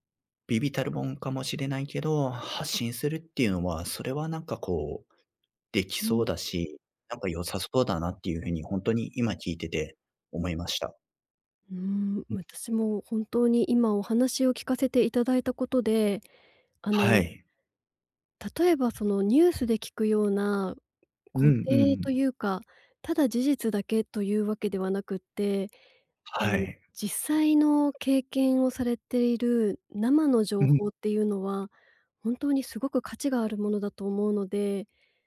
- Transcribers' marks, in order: other background noise
- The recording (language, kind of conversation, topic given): Japanese, advice, 別れた直後のショックや感情をどう整理すればよいですか？